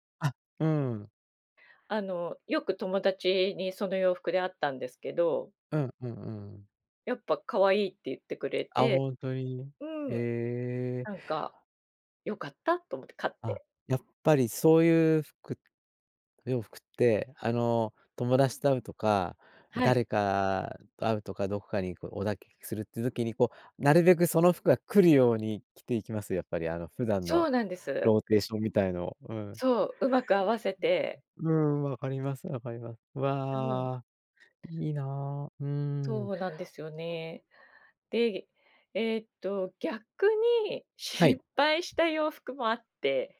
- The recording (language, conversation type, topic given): Japanese, podcast, 着るだけで気分が上がる服には、どんな特徴がありますか？
- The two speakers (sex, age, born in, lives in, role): female, 50-54, Japan, Japan, guest; male, 60-64, Japan, Japan, host
- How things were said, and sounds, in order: drawn out: "ええ"; "お出かけする" said as "おだけけする"; other noise